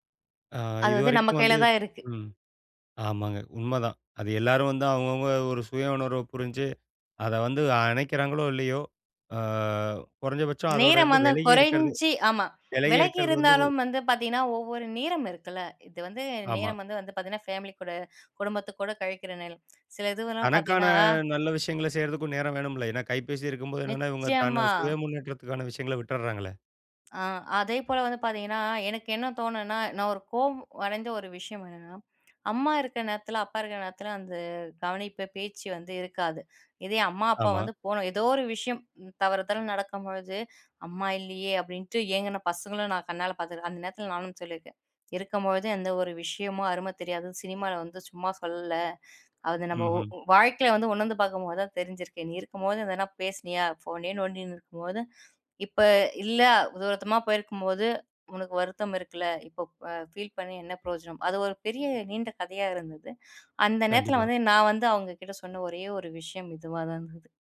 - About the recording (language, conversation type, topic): Tamil, podcast, தொலைபேசியை அணைப்பது உங்களுக்கு எந்த விதங்களில் உதவுகிறது?
- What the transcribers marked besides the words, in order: drawn out: "ஆ"; other background noise; "நேரம்" said as "நேலம்"; drawn out: "நிச்சயமா"; other noise